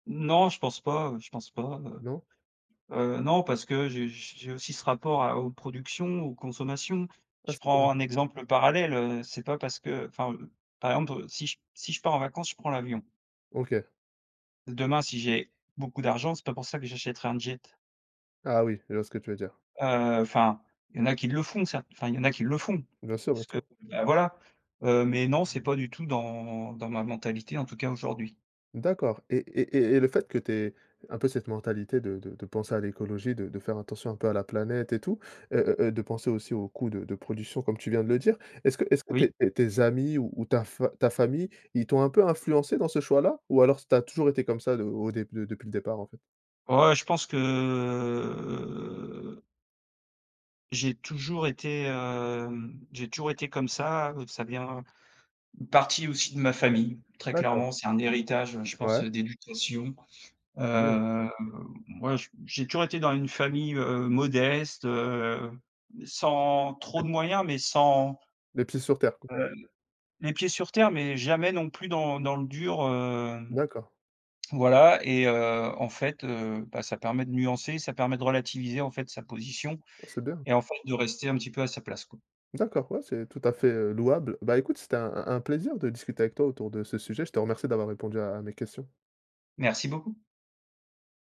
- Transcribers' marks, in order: other background noise; stressed: "amis"; drawn out: "que"; drawn out: "Heu"; tapping
- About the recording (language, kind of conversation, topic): French, podcast, Préfères-tu acheter neuf ou d’occasion, et pourquoi ?